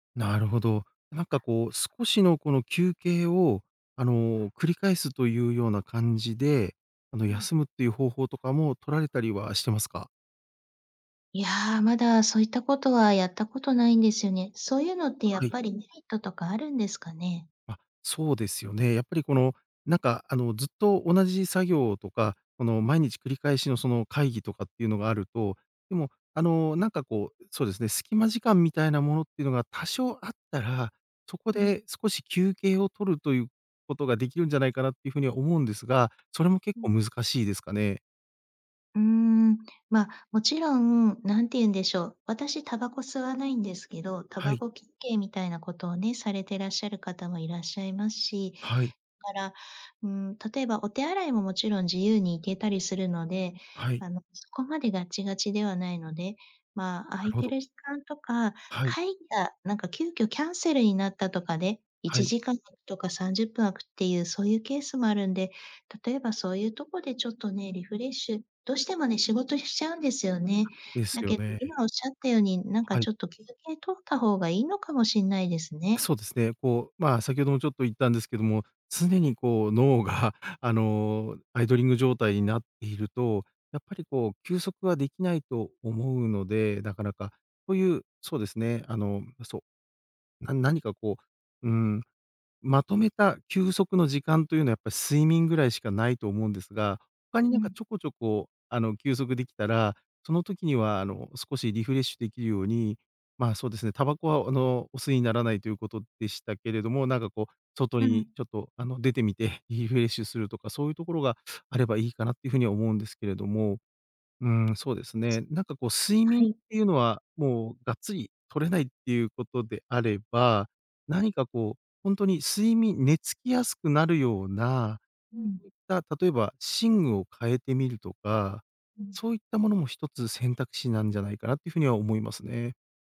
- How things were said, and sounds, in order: tapping; "休憩" said as "きっけい"
- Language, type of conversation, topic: Japanese, advice, 仕事が忙しくて休憩や休息を取れないのですが、どうすれば取れるようになりますか？